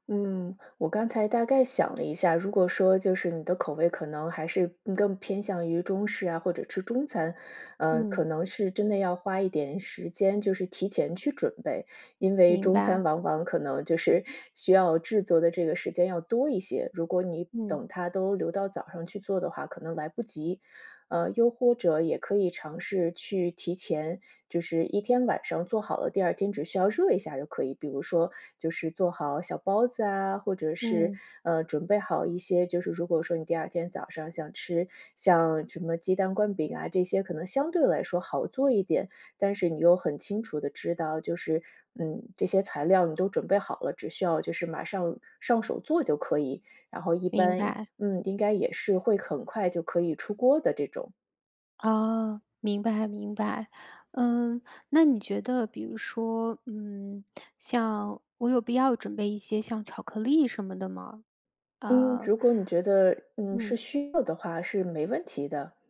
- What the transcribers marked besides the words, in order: other background noise
- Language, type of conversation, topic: Chinese, advice, 不吃早餐会让你上午容易饿、注意力不集中吗？